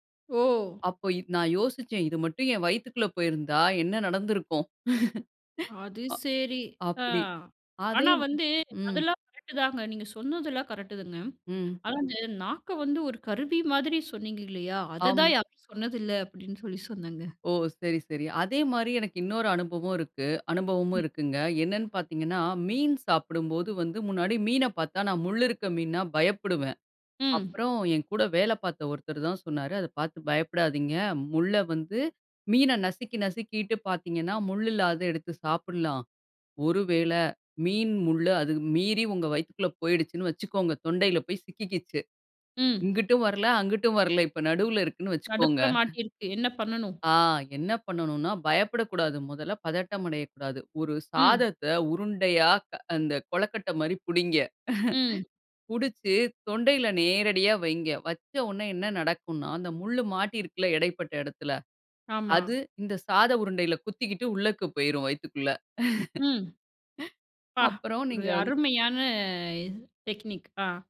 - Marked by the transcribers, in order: laugh; "அதை" said as "அத"; "சொன்னதில்லை" said as "சொன்னதில்ல"; "முள்ளை" said as "முள்ள"; "கொழக்கட்டை" said as "கொழக்கட்ட"; chuckle; "உடனே" said as "ஒன்ன"; laugh; drawn out: "அருமையான"
- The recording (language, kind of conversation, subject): Tamil, podcast, உணவு சாப்பிடும்போது கவனமாக இருக்க நீங்கள் பின்பற்றும் பழக்கம் என்ன?